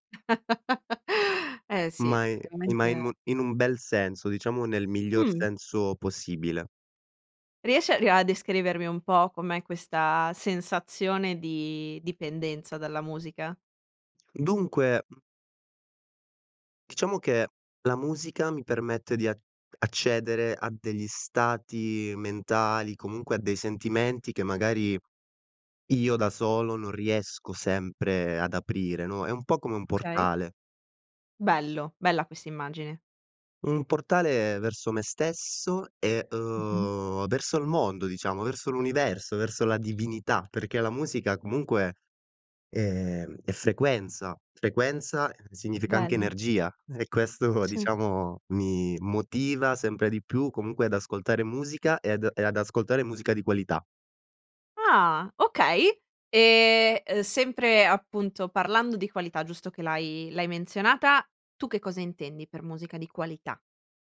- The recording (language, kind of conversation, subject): Italian, podcast, Qual è la canzone che ti ha cambiato la vita?
- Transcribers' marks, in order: chuckle; other background noise; laughing while speaking: "questo"; tapping